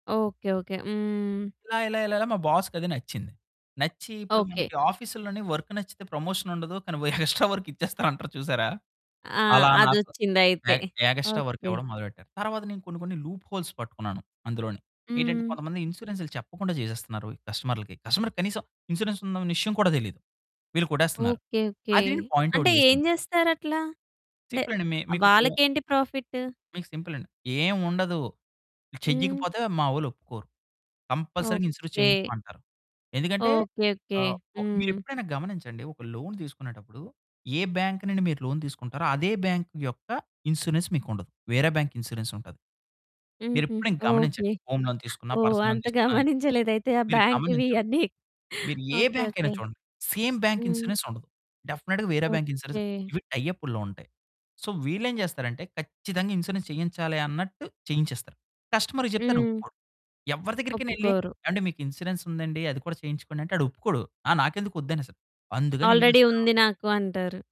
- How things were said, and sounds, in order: in English: "బాస్‌కది"; in English: "ఆఫీస్‌లోని వర్క్"; laughing while speaking: "ఎక్స్ట్రా వర్క్ ఇచ్చేస్తారంటారు"; in English: "ఎక్స్ట్రా వర్క్"; in English: "వర్క్"; in English: "లూప్ హోల్స్"; other background noise; in English: "కస్టమర్‌కి"; in English: "ఇన్సూరెన్స్"; in English: "పాయింట్ అవుట్"; distorted speech; in English: "కంపల్సరీగా ఇన్సూరెన్స్"; in English: "లోన్"; in English: "లోన్"; in English: "ఇన్సూరెన్స్"; in English: "ఇన్సూరెన్స్"; in English: "హోమ్ లోన్"; in English: "పర్సన్‌లో"; laughing while speaking: "గమనించలేదైతే ఆ బ్యాంకివి ఇయన్నీ"; in English: "బ్యాంక్"; in English: "సేమ్ బ్యాంక్ ఇన్సూరెన్స్"; in English: "డెఫినెట్‌గా"; in English: "బ్యాంక్ ఇన్సూరెన్స్"; in English: "సో"; in English: "ఇన్సూరెన్స్"; in English: "కస్టమర్"; in English: "ఇన్సూరెన్స్"; in English: "ఆల్రెడీ"
- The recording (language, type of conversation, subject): Telugu, podcast, బర్న్‌ఔట్ వస్తే దాన్ని ఎదుర్కోవడానికి ఏమేం చేయాలని మీరు సూచిస్తారు?